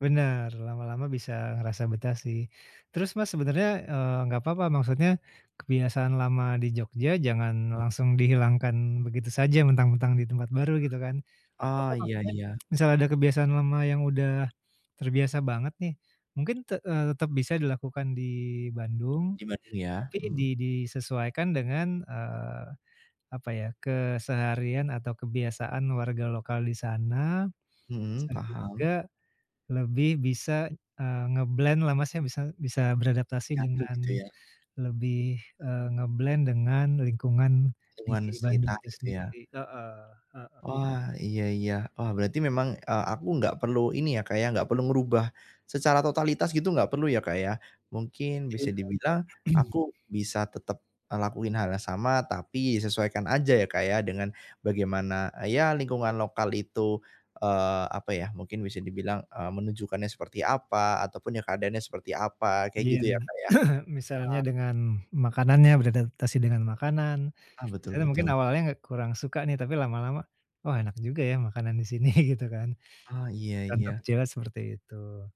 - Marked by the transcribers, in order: other background noise; tapping; in English: "nge-blend"; in English: "nge-blend"; throat clearing; throat clearing; laughing while speaking: "sini gitu kan"
- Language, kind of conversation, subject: Indonesian, advice, Bagaimana cara menyesuaikan kebiasaan dan rutinitas sehari-hari agar nyaman setelah pindah?